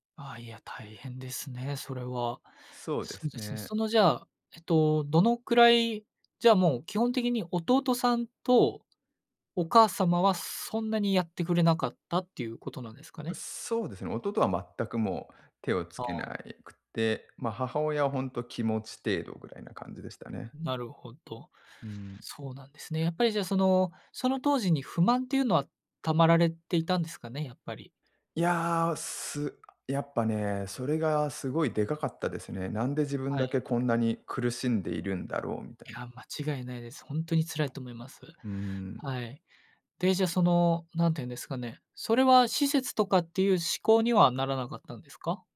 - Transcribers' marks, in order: none
- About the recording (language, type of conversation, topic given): Japanese, advice, 介護の負担を誰が担うかで家族が揉めている